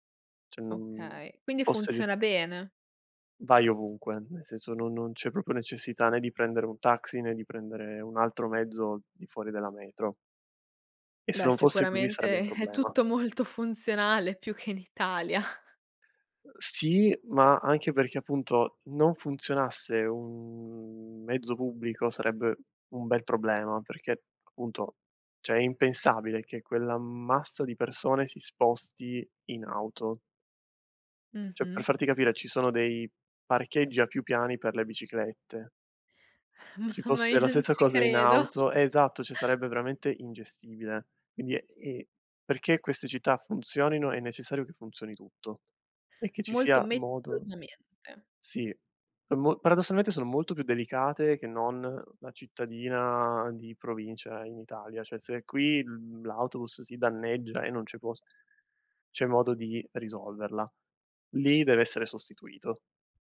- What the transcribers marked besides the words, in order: "Cioè" said as "ceh"; "nel" said as "ne"; "proprio" said as "propio"; chuckle; laughing while speaking: "molto"; laughing while speaking: "in Italia"; chuckle; drawn out: "un"; "cioè" said as "ceh"; "Cioè" said as "ceh"; chuckle; laughing while speaking: "M ma io on"; "non" said as "on"; chuckle; "cioè" said as "ceh"; "meticolosamente" said as "mecolosamente"; "cioè" said as "ceh"
- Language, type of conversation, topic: Italian, podcast, Hai mai fatto un viaggio che ti ha sorpreso completamente?